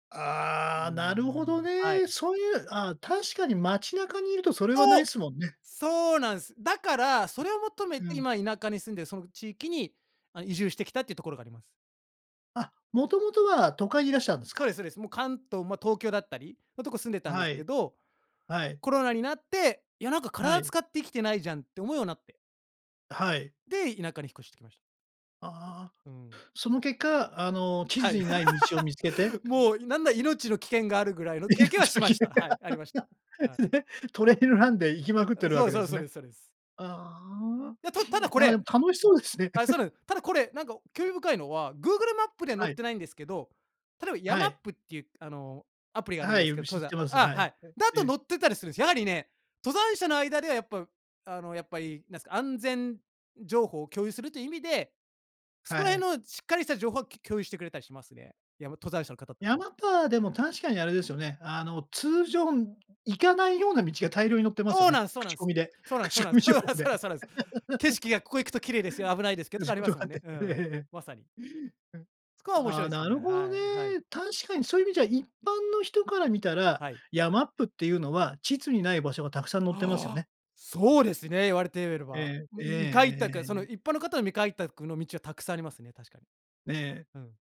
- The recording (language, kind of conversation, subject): Japanese, podcast, 地図に載っていない場所に行ったことはありますか？
- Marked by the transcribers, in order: other background noise; tapping; laugh; unintelligible speech; laughing while speaking: "命の危険が で"; giggle; laughing while speaking: "口コミ情報で。 仕事があって。ええ"; laughing while speaking: "そうな そうな そうなんす"; laugh; surprised: "ああ"